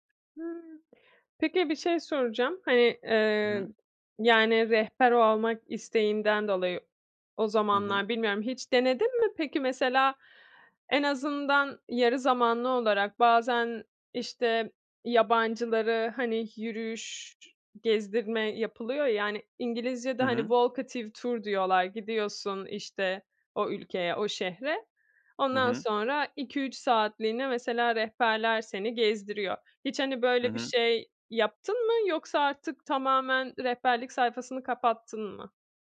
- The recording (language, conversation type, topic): Turkish, podcast, Bu iş hayatını nasıl etkiledi ve neleri değiştirdi?
- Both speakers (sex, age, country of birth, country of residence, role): female, 30-34, Turkey, Italy, host; male, 35-39, Turkey, Greece, guest
- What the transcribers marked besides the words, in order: in English: "walkative tour"